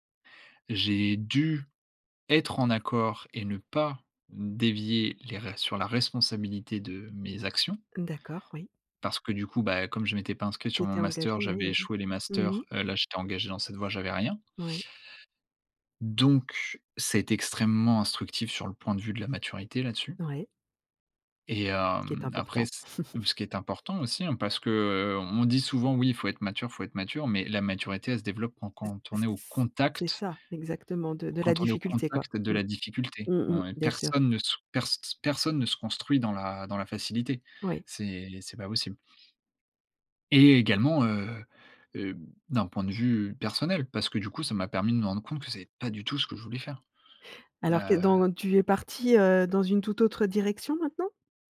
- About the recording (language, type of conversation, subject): French, podcast, Peux-tu parler d’un échec qui t’a finalement servi ?
- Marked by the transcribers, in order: stressed: "dû être"; laugh; stressed: "contact"